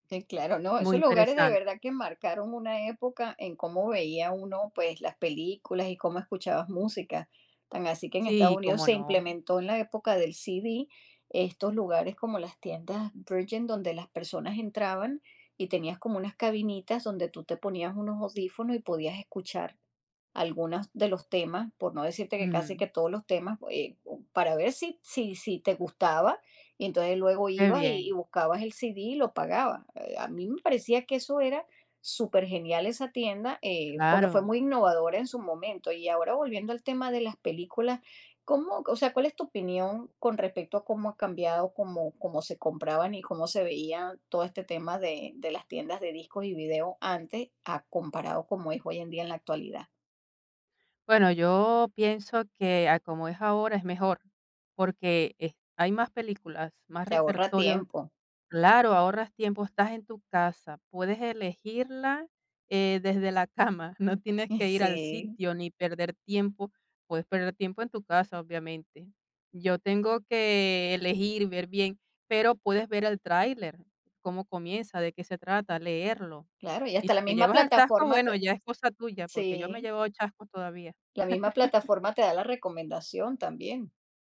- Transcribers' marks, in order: other background noise; laughing while speaking: "cama, no"; laugh
- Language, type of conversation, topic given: Spanish, podcast, ¿Qué tienda de discos o videoclub extrañas?